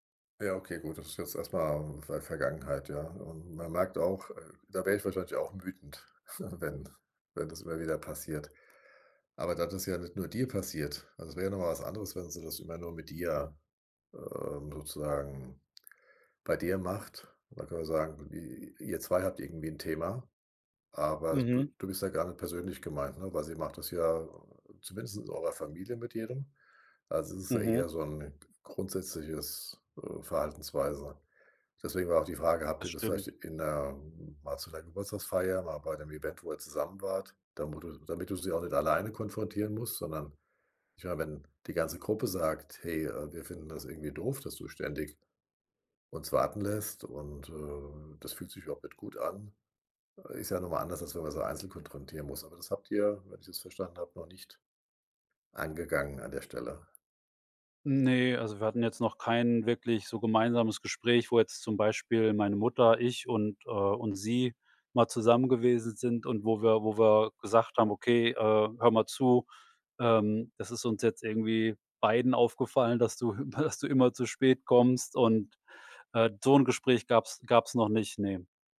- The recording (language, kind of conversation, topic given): German, advice, Wie führen unterschiedliche Werte und Traditionen zu Konflikten?
- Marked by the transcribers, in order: chuckle; chuckle